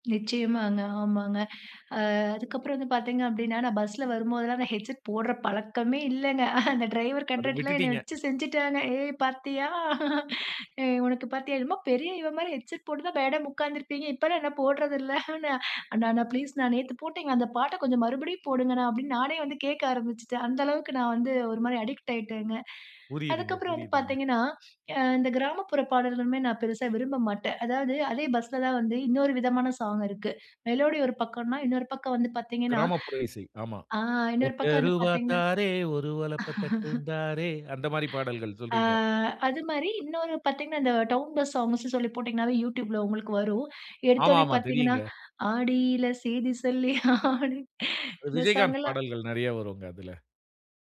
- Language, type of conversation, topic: Tamil, podcast, சினிமா பாடல்கள் உங்கள் இசை அடையாளத்தை எப்படிச் மாற்றின?
- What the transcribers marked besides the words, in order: in English: "ஹெட்செட்"; chuckle; laughing while speaking: "ஏய், பாத்தியா?"; in English: "ஹெட்செட்"; in English: "அடிக்ட்"; in English: "ஸாங்"; singing: "ஒத்த ரூவா தாரேன், ஒரு ஒலப்ப தட்டுந் தாரேன்"; in English: "மெலோடி"; laugh; drawn out: "ஆ"; in English: "டவுன் பஸ் சாங்ஸ்ன்னு"; singing: "ஆடியில சேதி சொல்லி"; laughing while speaking: "ஆடி"; in English: "ஸாங்"